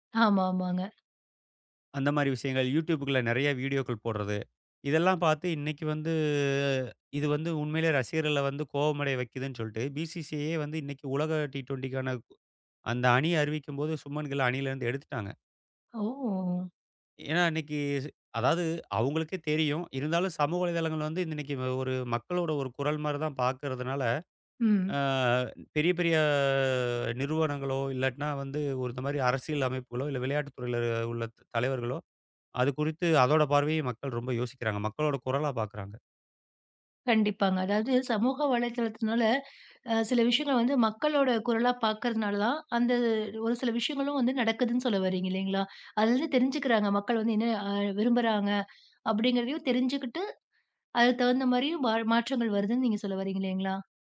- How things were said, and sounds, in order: other background noise; drawn out: "வந்து"; in English: "பி.சி.சி.ஐயே"; other noise; drawn out: "ஓ!"; tapping; drawn out: "பெரிய"
- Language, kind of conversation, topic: Tamil, podcast, சமூக ஊடகங்கள் எந்த அளவுக்கு கலாச்சாரத்தை மாற்றக்கூடும்?